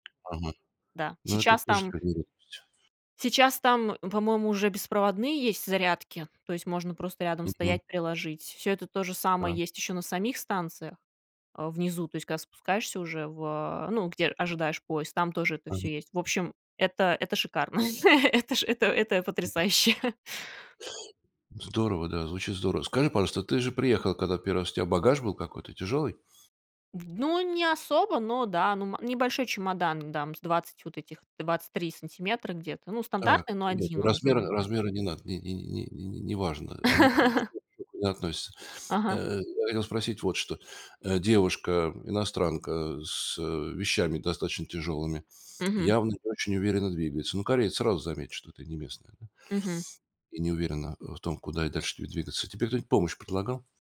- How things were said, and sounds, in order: tapping; laugh; laughing while speaking: "Это ж это это это потрясающе"; unintelligible speech; laugh; unintelligible speech
- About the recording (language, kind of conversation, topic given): Russian, podcast, Испытывал(а) ли ты культурный шок и как ты с ним справлялся(ась)?